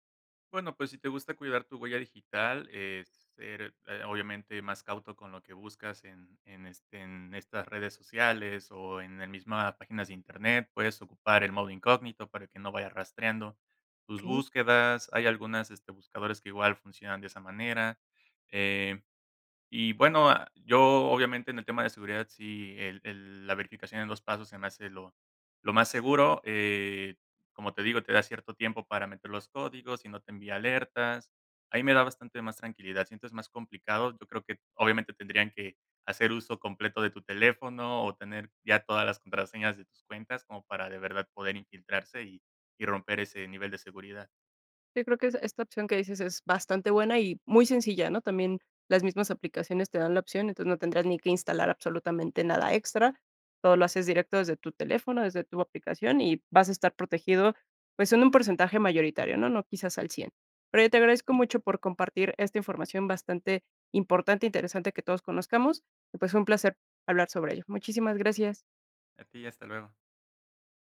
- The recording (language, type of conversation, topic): Spanish, podcast, ¿Qué te preocupa más de tu privacidad con tanta tecnología alrededor?
- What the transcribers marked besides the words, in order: other background noise